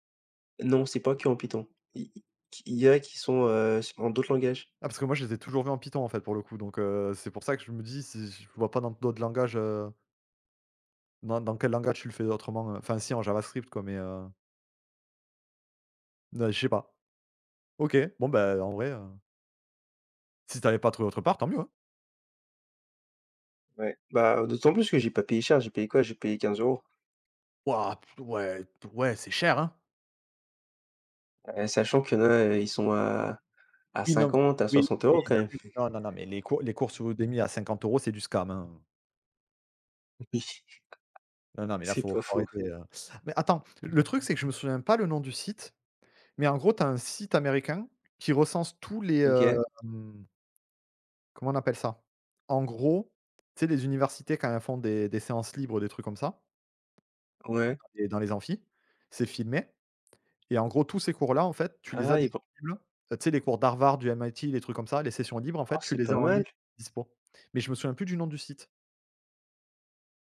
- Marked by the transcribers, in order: chuckle; in English: "scam"; chuckle; other noise
- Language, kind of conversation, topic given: French, unstructured, Comment la technologie change-t-elle notre façon d’apprendre aujourd’hui ?